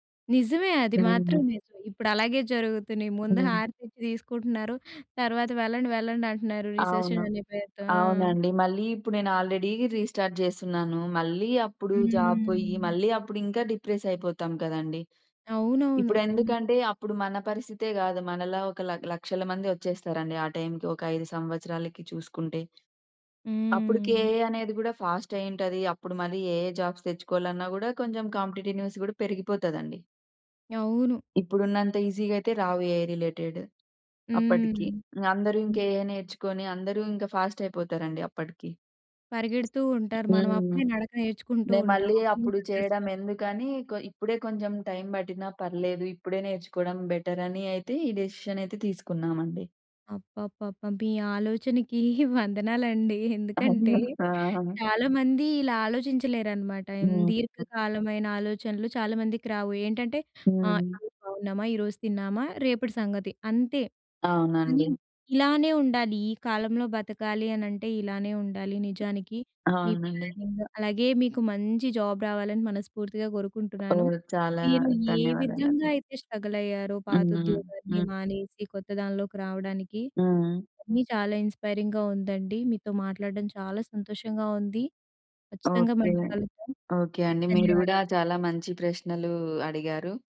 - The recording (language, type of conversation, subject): Telugu, podcast, పాత ఉద్యోగాన్ని వదిలి కొత్త ఉద్యోగానికి మీరు ఎలా సిద్ధమయ్యారు?
- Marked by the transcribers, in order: tapping; in English: "రిసెషన్"; in English: "ఆల్రెడీ రీస్టార్ట్"; in English: "జాబ్"; drawn out: "హ్మ్"; in English: "ఏఐ"; in English: "ఎఐ జాబ్స్"; in English: "కాంపిటేటివ్ న్యూస్"; in English: "ఈజీగా"; in English: "ఏఐ రిలేటెడ్"; in English: "ఏఐ"; other background noise; laughing while speaking: "వందనాలండి. ఎందుకంటే"; in English: "ప్లానింగ్"; in English: "జాబ్"; in English: "ఇన్‌స్పైరింగ్‌గా"